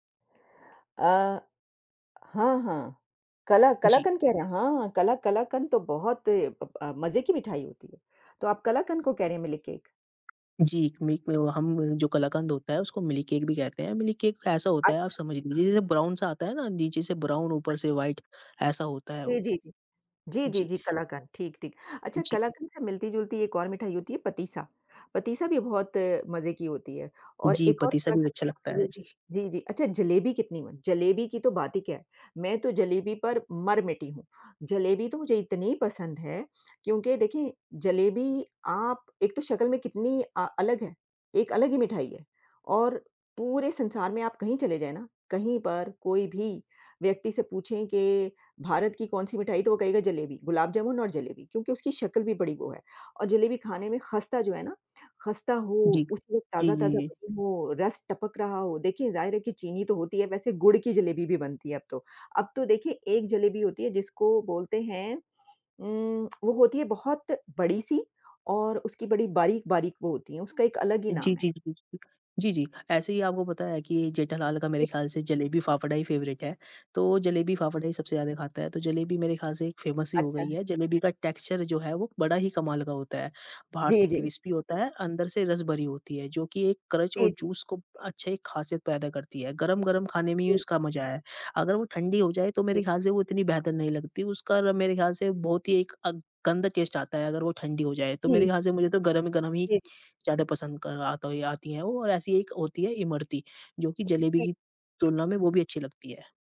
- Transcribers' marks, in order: tapping; other background noise; in English: "ब्राउन"; in English: "ब्राउन"; in English: "व्हाइट"; background speech; tongue click; in English: "फ़ेवरेट"; in English: "फ़ेमस"; in English: "टेक्सचर"; in English: "क्रिस्पी"; in English: "क्रंच"; in English: "टेस्ट"
- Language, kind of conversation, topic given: Hindi, unstructured, कौन-सा भारतीय व्यंजन आपको सबसे ज़्यादा पसंद है?